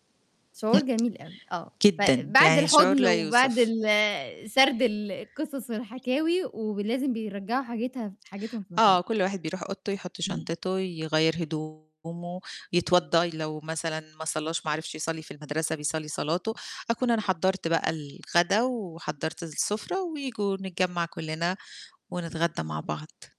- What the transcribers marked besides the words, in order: static; other noise; distorted speech
- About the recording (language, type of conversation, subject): Arabic, podcast, إيه طقوسك الصبح مع ولادك لو عندك ولاد؟
- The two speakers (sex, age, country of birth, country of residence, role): female, 25-29, Egypt, Egypt, host; female, 40-44, Egypt, Greece, guest